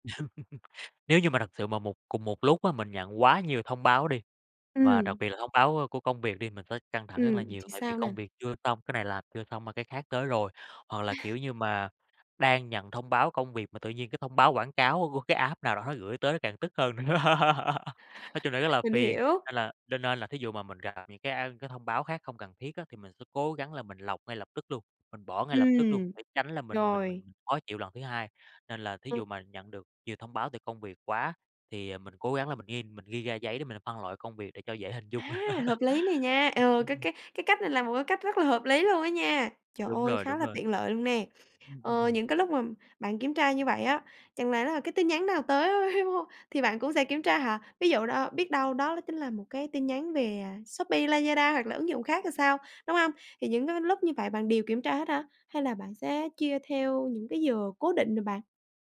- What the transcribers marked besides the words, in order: laugh; other background noise; laugh; in English: "app"; tapping; laugh; "nên" said as "nghên"; laugh; unintelligible speech
- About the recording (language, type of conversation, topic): Vietnamese, podcast, Bạn xử lý thông báo trên điện thoại như thế nào để bớt xao nhãng?